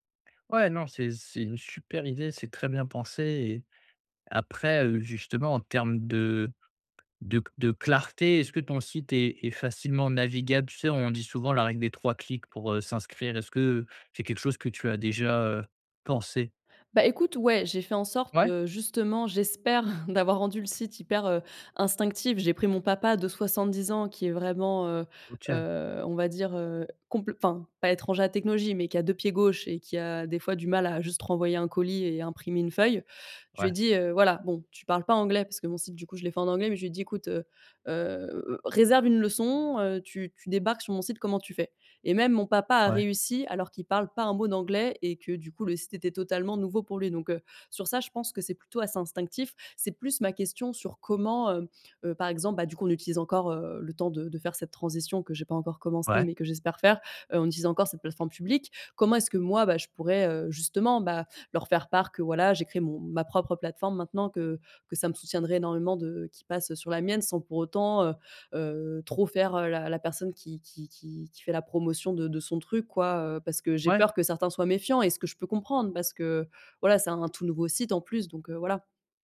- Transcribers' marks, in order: stressed: "super"; other background noise; chuckle; tapping
- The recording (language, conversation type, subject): French, advice, Comment puis-je me faire remarquer au travail sans paraître vantard ?